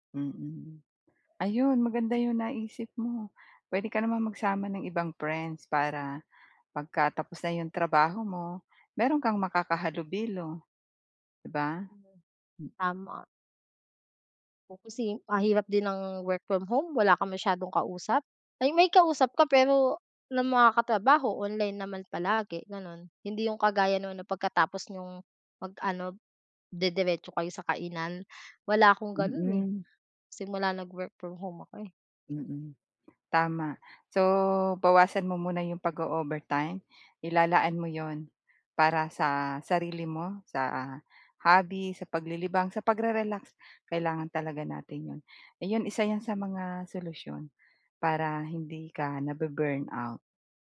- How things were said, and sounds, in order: other background noise
- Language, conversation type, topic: Filipino, advice, Paano ako makapagtatakda ng malinaw na hangganan sa oras ng trabaho upang maiwasan ang pagkasunog?